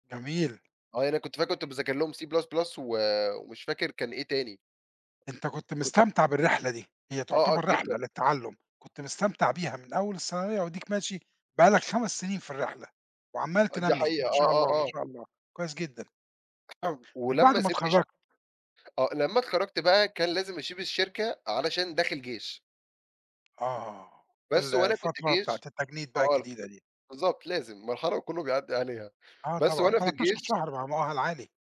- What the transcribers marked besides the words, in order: other background noise; in English: "C plus plus"; tapping; throat clearing; "اسيب" said as "اشيب"; unintelligible speech
- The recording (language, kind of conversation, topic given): Arabic, podcast, إزاي بدأت رحلتك مع التعلّم وإيه اللي شجّعك من الأول؟